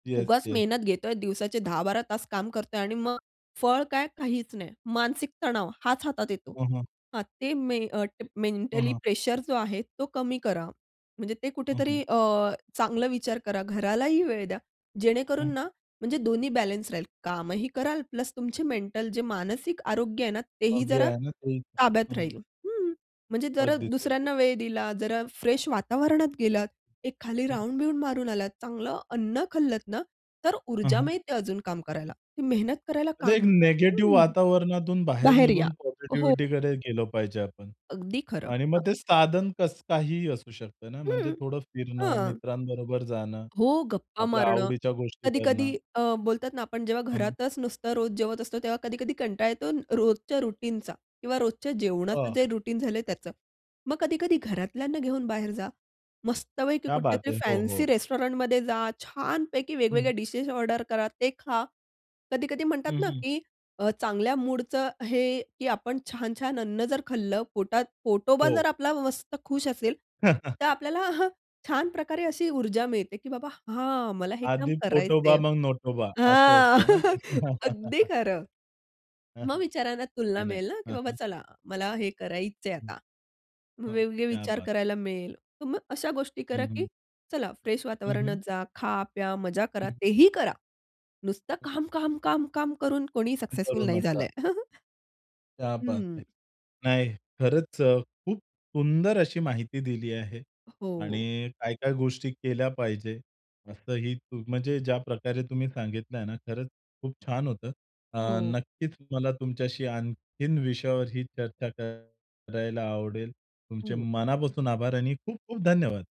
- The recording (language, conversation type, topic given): Marathi, podcast, तुलना करायची सवय सोडून मोकळं वाटण्यासाठी तुम्ही काय कराल?
- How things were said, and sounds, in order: other background noise; unintelligible speech; in English: "फ्रेश"; tapping; other noise; in English: "रूटीनचा"; in English: "रुटीन"; in Hindi: "क्या बात है!"; in English: "फॅन्सी रेस्टॉरंटमध्ये"; chuckle; in Hindi: "क्या बात है!"; in English: "फ्रेश"; in Hindi: "क्या बात है!"; chuckle